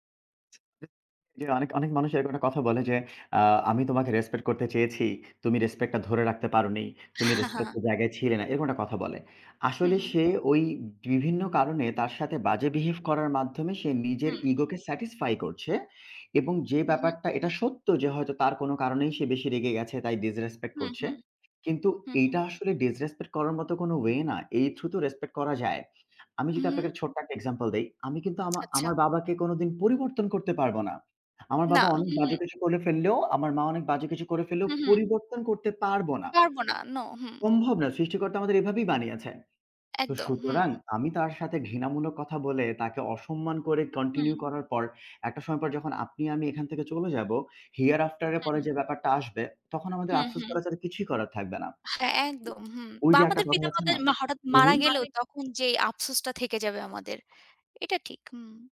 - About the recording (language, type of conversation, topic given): Bengali, unstructured, তোমার মতে ভালোবাসার সবচেয়ে গুরুত্বপূর্ণ দিক কোনটি?
- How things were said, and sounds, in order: unintelligible speech; tapping; chuckle; grunt; in English: "through"; lip smack; in English: "here after"; other background noise